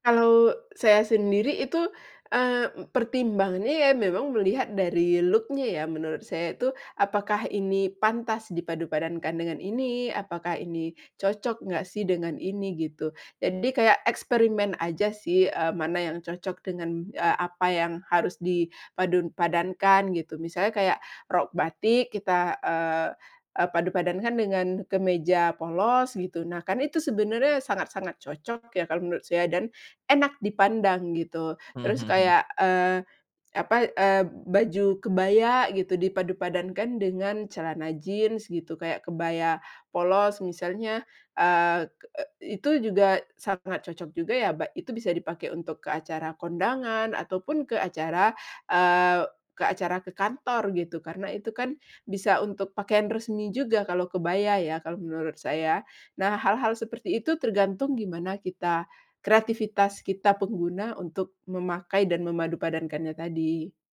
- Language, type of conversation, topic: Indonesian, podcast, Kenapa banyak orang suka memadukan pakaian modern dan tradisional, menurut kamu?
- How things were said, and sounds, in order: in English: "look-nya"; "dipadupadankan" said as "dipadunpadankan"